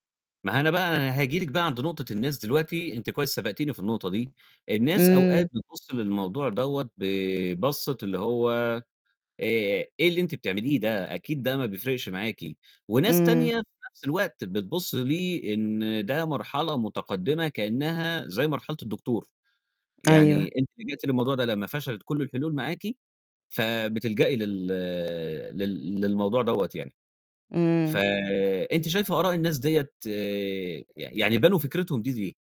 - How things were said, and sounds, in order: static; distorted speech; tapping; other background noise
- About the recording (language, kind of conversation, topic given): Arabic, podcast, إزاي بتقدر تحافظ على نوم كويس بشكل منتظم؟